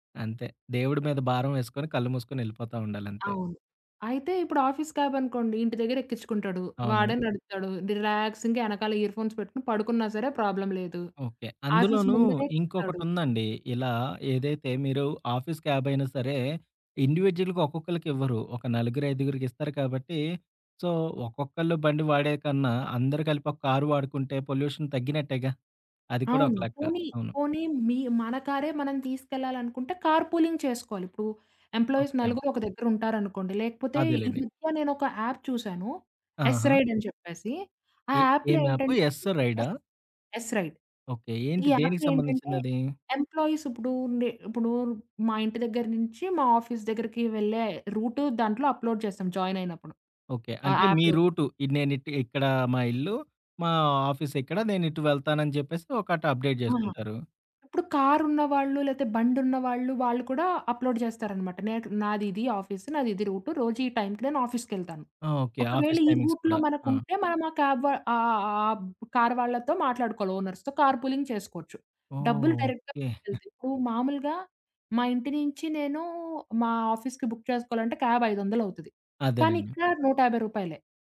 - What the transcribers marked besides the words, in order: in English: "ఆఫీస్ క్యాబ్"; in English: "రిలాక్సింగ్‌గా"; in English: "ఇయర్‌ఫోన్స్"; in English: "ప్రాబ్లమ్"; in English: "ఆఫీస్ క్యాబ్"; in English: "ఇండివిడ్యువల్‌గా"; in English: "సో"; in English: "పొల్యూషన్"; in English: "కార్ పూలింగ్"; in English: "ఎంప్లాయిస్"; in English: "యాప్"; in English: "ఎస్ రైడ్"; in English: "యాప్"; in English: "యాప్‌లో"; in English: "ఎస్ ఎస్ రైడ్"; in English: "యాప్‌లో"; in English: "ఎంప్లాయిస్"; in English: "ఆఫీస్"; in English: "రూట్"; in English: "అప్‌లోడ్"; in English: "జాయిన్"; in English: "యాప్‌లో"; in English: "ఆఫీస్"; in English: "అప్‌డేట్"; in English: "అప్‌లోడ్"; in English: "రూట్"; in English: "ఆఫీస్‌కి"; in English: "రూట్‌లో"; in English: "టైమింగ్స్"; in English: "క్యాబ్"; in English: "ఓనర్స్‌తో కార్ పూలింగ్"; in English: "డైరెక్ట్‌గా"; in English: "ఆఫీస్‌కి బుక్"; in English: "క్యాబ్"
- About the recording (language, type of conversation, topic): Telugu, podcast, పర్యావరణ రక్షణలో సాధారణ వ్యక్తి ఏమేం చేయాలి?